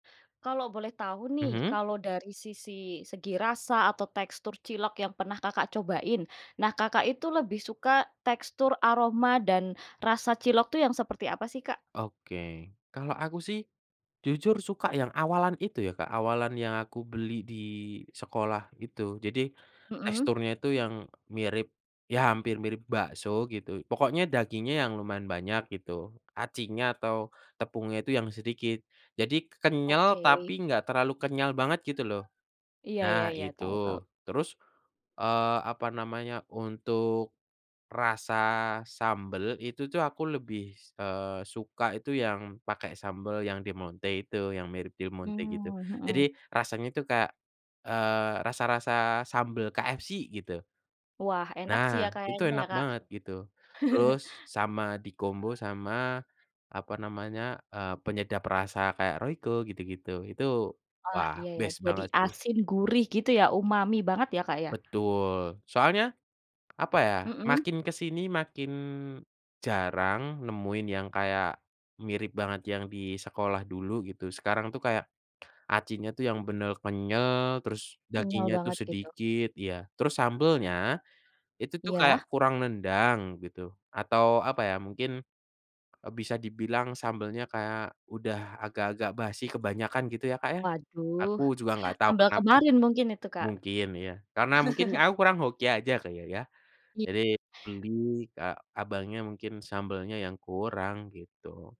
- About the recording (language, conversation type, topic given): Indonesian, podcast, Apa makanan jalanan favoritmu dan kenapa?
- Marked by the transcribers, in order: tapping; chuckle; other animal sound; in English: "best"; chuckle